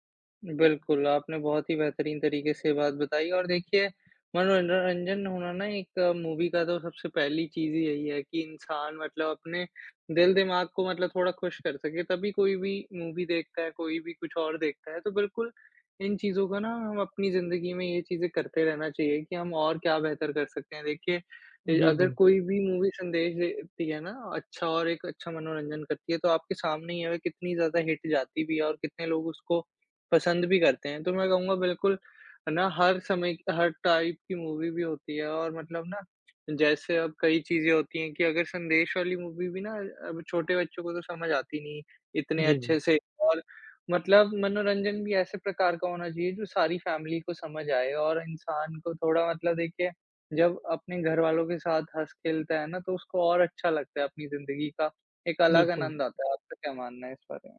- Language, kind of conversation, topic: Hindi, unstructured, क्या फिल्मों में मनोरंजन और संदेश, दोनों का होना जरूरी है?
- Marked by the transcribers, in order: "मनोरंजन" said as "मनोनरंजन"; in English: "मूवी"; in English: "मूवी"; other background noise; in English: "मूवी"; in English: "हिट"; in English: "टाइप"; in English: "मूवी"; in English: "मूवी"; in English: "फैमिली"